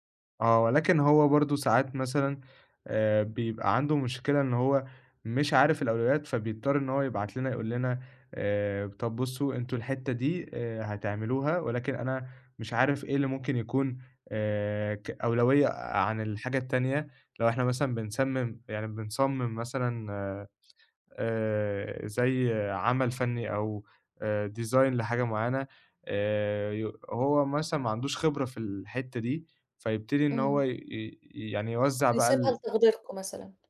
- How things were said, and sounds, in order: tapping; in English: "design"
- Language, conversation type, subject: Arabic, advice, إزاي عدم وضوح الأولويات بيشتّت تركيزي في الشغل العميق؟